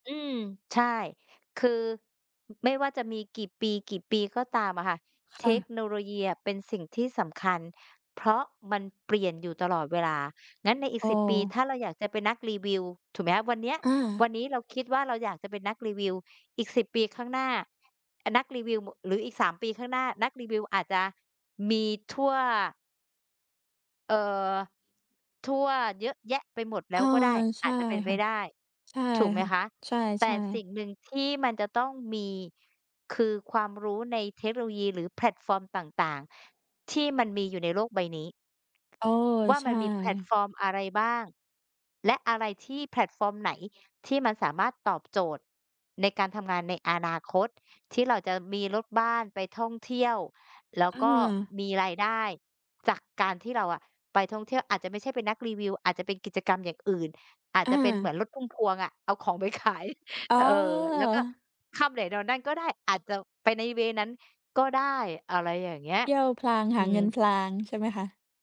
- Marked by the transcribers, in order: other background noise; tapping; in English: "เวย์"
- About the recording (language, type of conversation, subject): Thai, unstructured, คุณอยากให้ชีวิตของคุณเปลี่ยนแปลงไปอย่างไรในอีกสิบปีข้างหน้า?